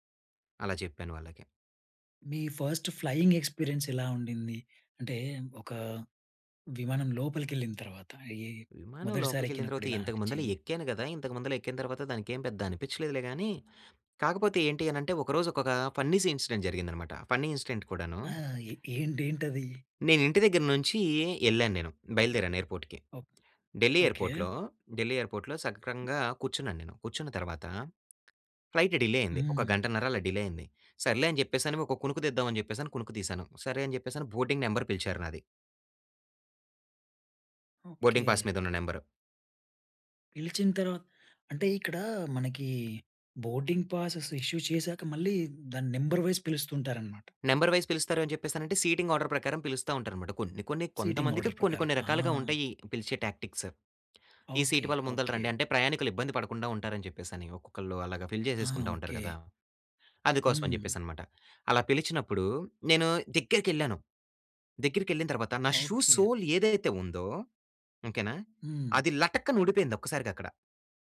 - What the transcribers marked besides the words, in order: in English: "ఫస్ట్ ఫ్లయింగ్ ఎక్స్పీరియన్స్"; in English: "ఫన్నీ ఇన్సిడెంట్"; in English: "ఫన్నీ ఇన్సిడెంట్"; other background noise; in English: "ఎయిర్‌పోర్ట్‌కి"; other noise; in English: "ఎయిర్‌పోర్ట్‌లో"; in English: "ఎయిర్‌పోర్ట్‌లో"; in English: "ఫ్లయిట్ డిలే"; in English: "డిలే"; in English: "బోర్డింగ్ నెంబర్"; in English: "బోర్డింగ్ పాస్"; in English: "బోర్డింగ్ పాసె‌స్ ఇష్యూ"; in English: "నంబర్ వైస్"; in English: "నంబర్ వైస్"; in English: "సీటింగ్ ఆర్డర్"; in English: "సిటింగ్ ఆర్డర్"; in English: "టాక్టిక్స్"; in English: "సీట్"; in English: "ఫిల్"; in English: "షూ సోల్"; tapping
- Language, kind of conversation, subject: Telugu, podcast, ఒకసారి మీ విమానం తప్పిపోయినప్పుడు మీరు ఆ పరిస్థితిని ఎలా ఎదుర్కొన్నారు?